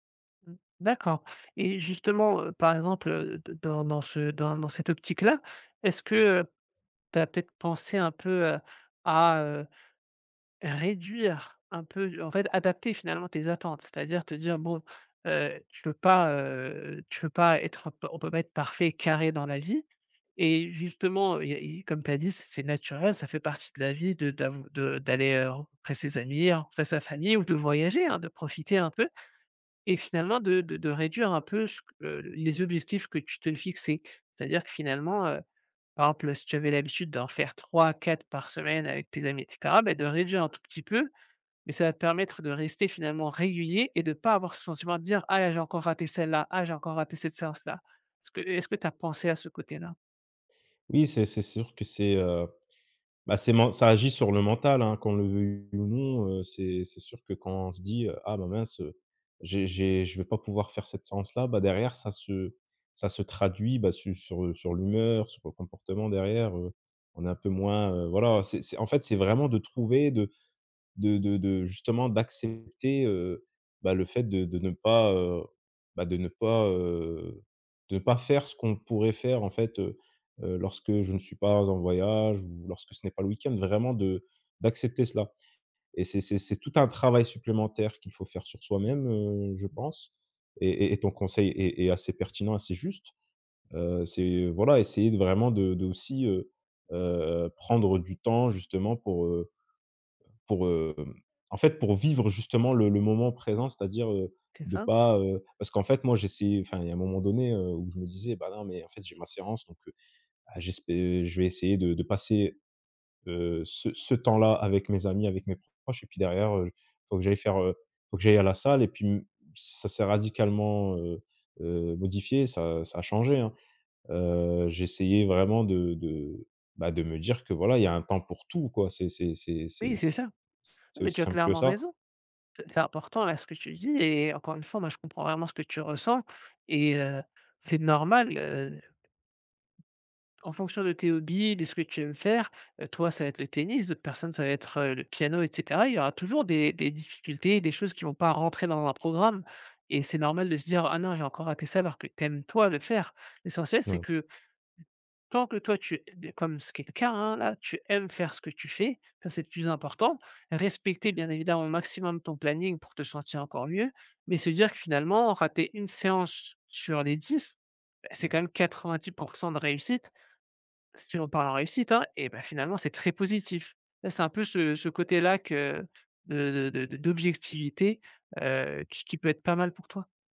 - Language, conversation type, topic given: French, advice, Comment les voyages et les week-ends détruisent-ils mes bonnes habitudes ?
- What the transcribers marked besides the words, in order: stressed: "réduire"; stressed: "carré"; stressed: "voyager"; stressed: "profiter"; stressed: "travail supplémentaire"; other background noise; stressed: "vivre"; stressed: "tout"; tapping; stressed: "rentrer"; stressed: "très positif"